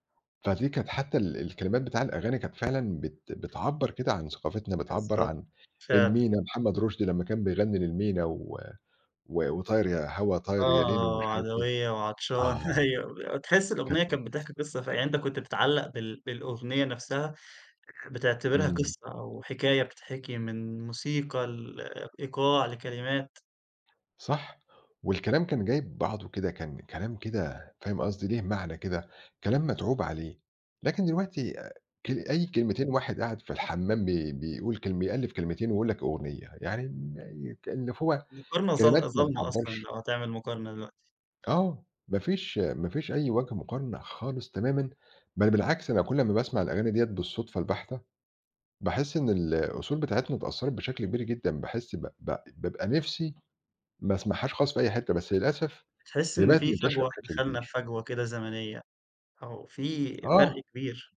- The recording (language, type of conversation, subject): Arabic, podcast, إيه نوع الموسيقى اللي بيحسّسك إنك راجع لجذورك وثقافتك؟
- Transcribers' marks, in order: laughing while speaking: "أيوه"; other background noise; unintelligible speech; "هو" said as "فو"